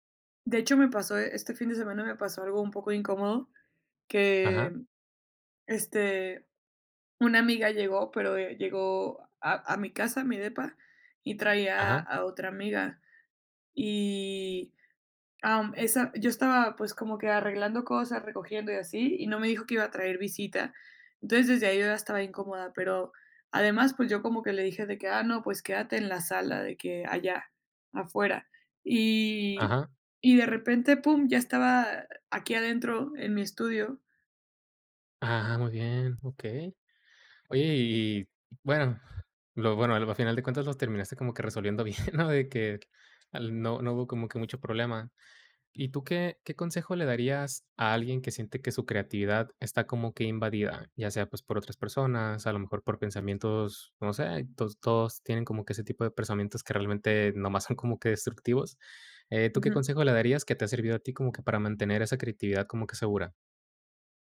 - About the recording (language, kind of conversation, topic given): Spanish, podcast, ¿Qué límites pones para proteger tu espacio creativo?
- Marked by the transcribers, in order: tapping; laughing while speaking: "bien"